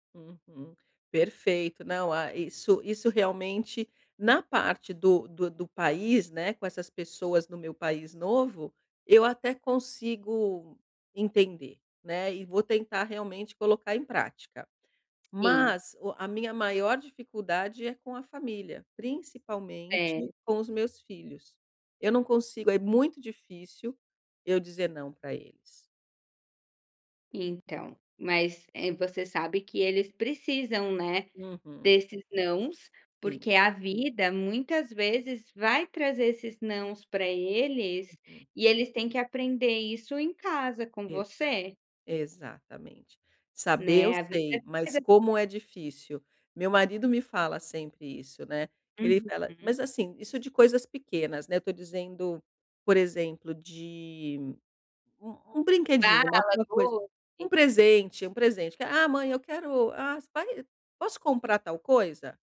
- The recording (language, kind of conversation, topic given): Portuguese, advice, Como posso estabelecer limites e dizer não em um grupo?
- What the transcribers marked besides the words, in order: other background noise; unintelligible speech